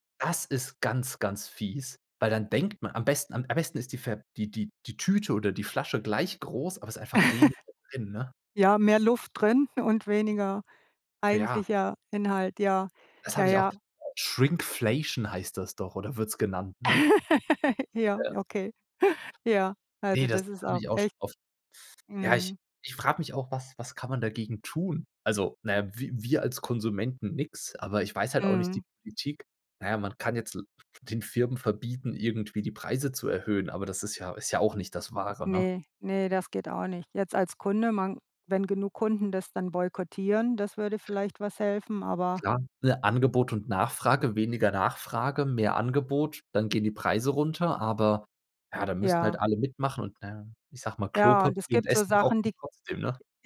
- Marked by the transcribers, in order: laugh; unintelligible speech; laugh
- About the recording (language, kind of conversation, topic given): German, unstructured, Was denkst du über die steigenden Preise im Alltag?